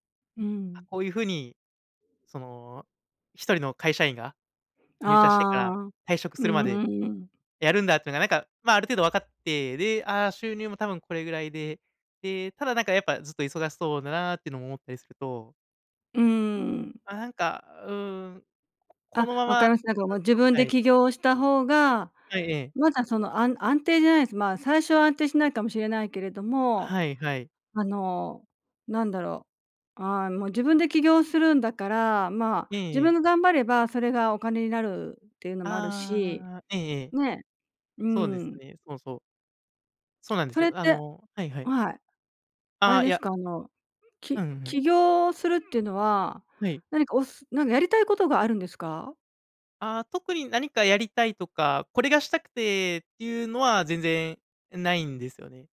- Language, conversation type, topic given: Japanese, advice, 起業すべきか、それとも安定した仕事を続けるべきかをどのように判断すればよいですか？
- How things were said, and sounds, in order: tapping; lip trill